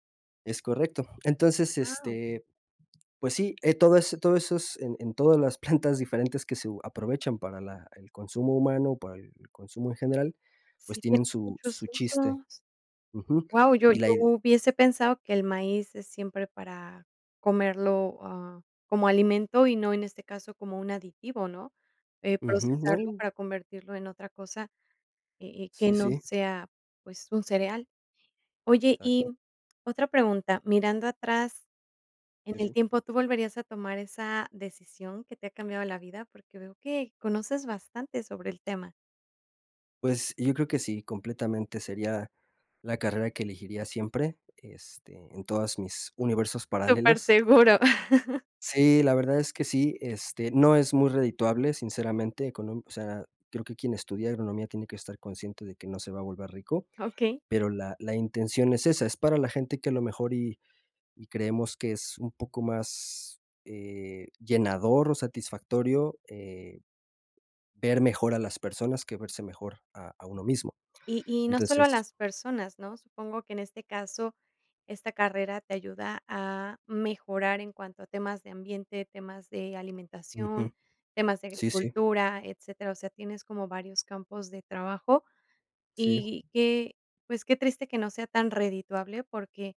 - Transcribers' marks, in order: other background noise; chuckle
- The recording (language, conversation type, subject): Spanish, podcast, ¿Qué decisión cambió tu vida?